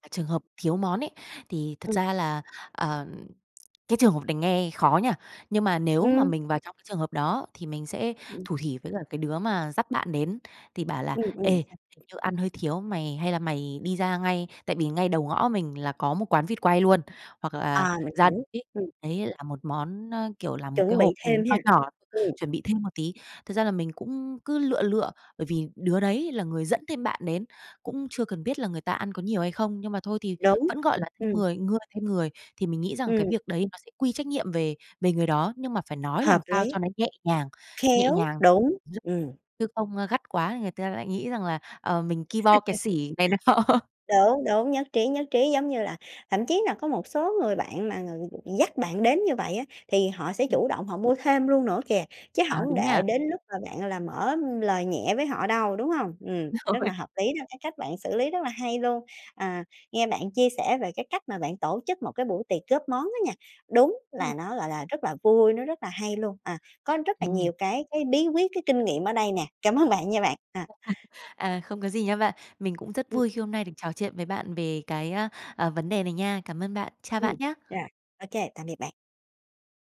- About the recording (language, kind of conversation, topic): Vietnamese, podcast, Làm sao để tổ chức một buổi tiệc góp món thật vui mà vẫn ít căng thẳng?
- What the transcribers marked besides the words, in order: other noise; other background noise; tapping; unintelligible speech; laugh; laughing while speaking: "này nọ"; laughing while speaking: "Rồi"